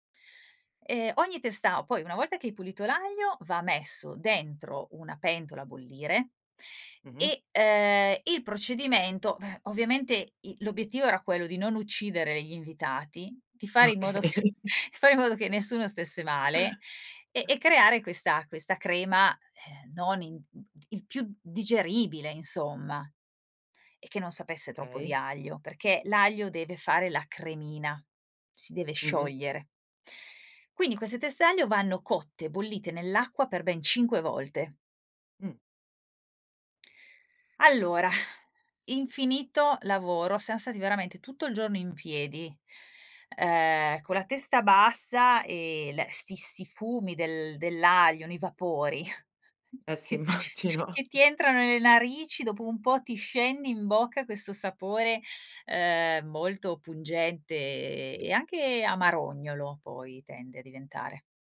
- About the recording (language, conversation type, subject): Italian, podcast, Qual è un’esperienza culinaria condivisa che ti ha colpito?
- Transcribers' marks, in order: laughing while speaking: "Okay"; chuckle; other background noise; "Okay" said as "kay"; chuckle; laughing while speaking: "immagino"